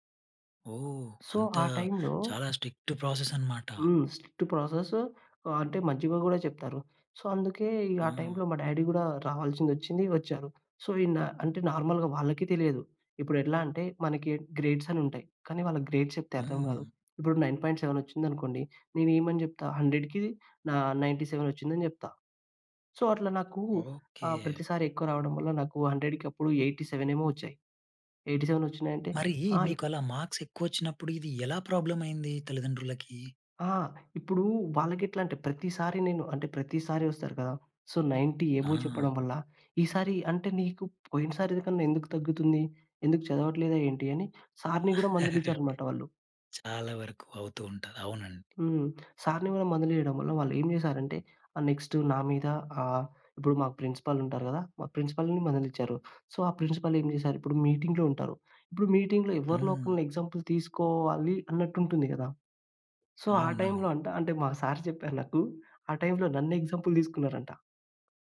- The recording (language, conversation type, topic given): Telugu, podcast, మీ పని ద్వారా మీరు మీ గురించి ఇతరులు ఏమి తెలుసుకోవాలని కోరుకుంటారు?
- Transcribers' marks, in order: in English: "సో"; tapping; in English: "స్ట్రిక్ట్"; in English: "స్ట్రిక్ట్ ప్రాసెస్"; in English: "సో"; in English: "డ్యాడీ"; in English: "సో"; in English: "నార్మల్‌గా"; in English: "గ్రేడ్స్"; in English: "గ్రేడ్స్"; in English: "నైన్ పాయింట్ సెవెన్"; in English: "హండ్రెడ్‌కి నా నైంటీ సెవెన్"; in English: "సో"; in English: "హండ్రెడ్‌కి"; in English: "ఎయిటీ సెవెన్"; in English: "మార్క్స్"; in English: "సో, నైన్టీ అబోవ్"; in English: "సార్‌ని"; chuckle; in English: "సార్‌ని"; in English: "నెక్స్ట్"; in English: "ప్రిన్సిపల్"; in English: "ప్రిన్సిపల్‌ని"; in English: "సో"; in English: "ప్రిన్సిపల్"; in English: "మీటింగ్‌లో"; in English: "ఎగ్జాంపుల్"; in English: "సో"; in English: "సార్"; chuckle; in English: "ఎగ్జాంపుల్"